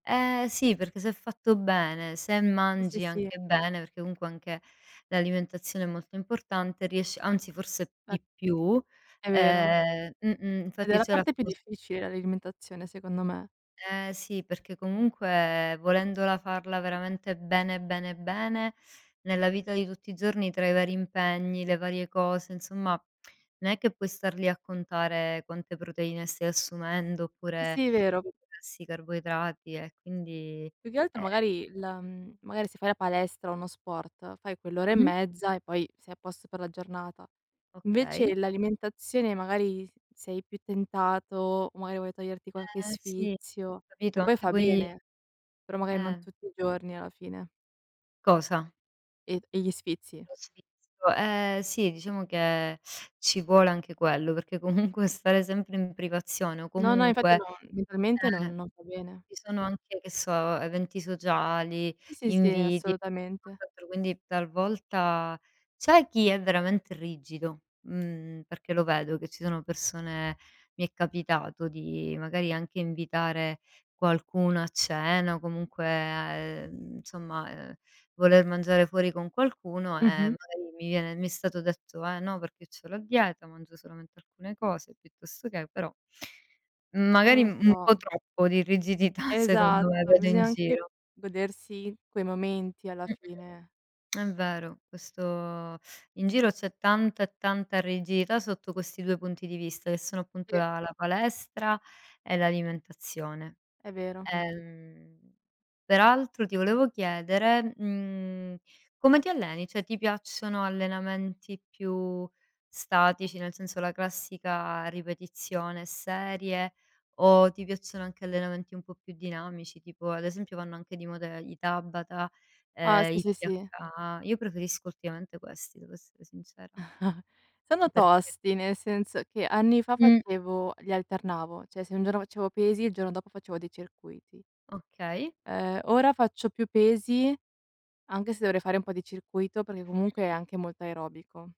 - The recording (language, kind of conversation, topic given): Italian, unstructured, Come ti tieni in forma durante la settimana?
- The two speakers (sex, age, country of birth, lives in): female, 20-24, Italy, Italy; female, 35-39, Italy, Italy
- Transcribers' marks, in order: "Sì" said as "ì"; other background noise; "comunque" said as "unque"; tapping; unintelligible speech; "Sì" said as "ì"; laughing while speaking: "comunque"; "Sì" said as "ì"; unintelligible speech; laughing while speaking: "rigidità"; "rigidità" said as "rigiità"; drawn out: "Ehm"; "Cioè" said as "ceh"; chuckle; "cioè" said as "ceh"